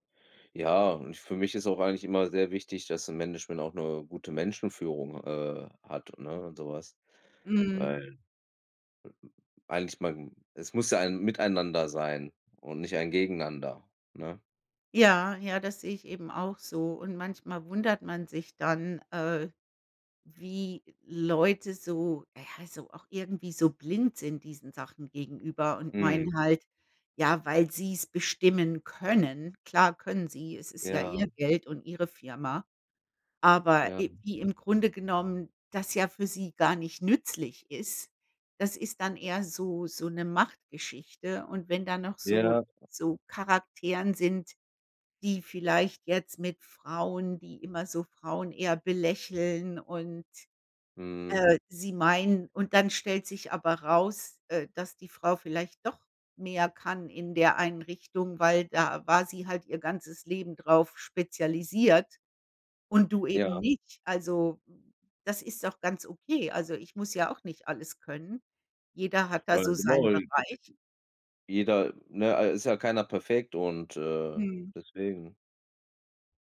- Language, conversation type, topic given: German, unstructured, Wie gehst du mit schlechtem Management um?
- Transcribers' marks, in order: stressed: "können"; unintelligible speech